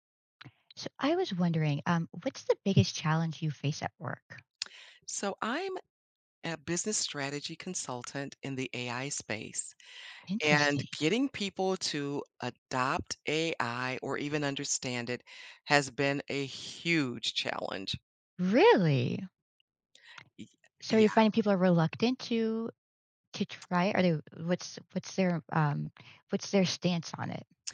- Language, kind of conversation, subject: English, podcast, How do workplace challenges shape your professional growth and outlook?
- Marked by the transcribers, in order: tapping; other background noise